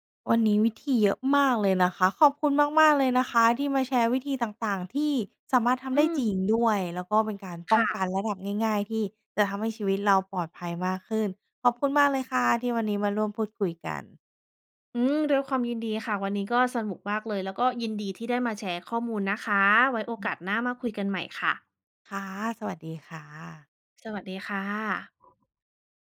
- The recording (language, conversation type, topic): Thai, podcast, บอกวิธีป้องกันมิจฉาชีพออนไลน์ที่ควรรู้หน่อย?
- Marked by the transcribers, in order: none